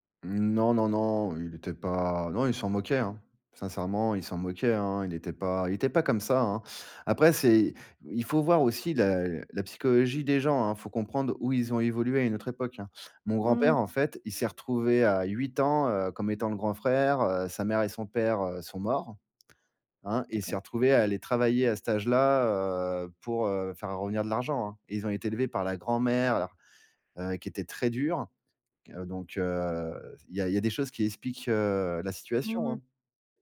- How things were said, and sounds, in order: other background noise
- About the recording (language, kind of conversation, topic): French, podcast, Comment conciliez-vous les traditions et la liberté individuelle chez vous ?
- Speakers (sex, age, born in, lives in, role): female, 35-39, France, France, host; male, 40-44, France, France, guest